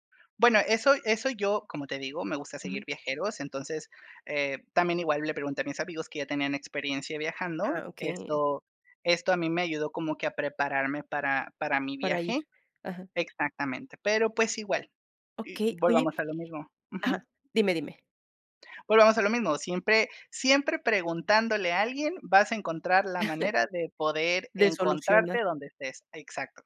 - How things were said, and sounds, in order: chuckle
- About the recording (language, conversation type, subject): Spanish, podcast, ¿Qué consejo le darías a alguien que duda en viajar solo?